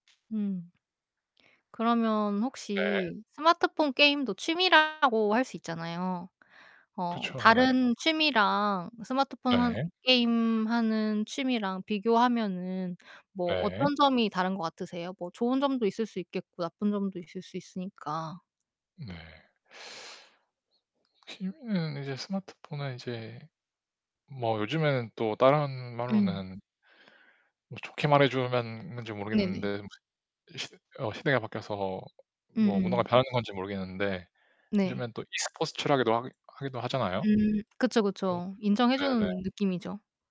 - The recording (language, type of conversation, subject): Korean, unstructured, 스마트폰 게임은 시간 낭비라고 생각하시나요?
- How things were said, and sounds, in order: other background noise; tapping; distorted speech; unintelligible speech; mechanical hum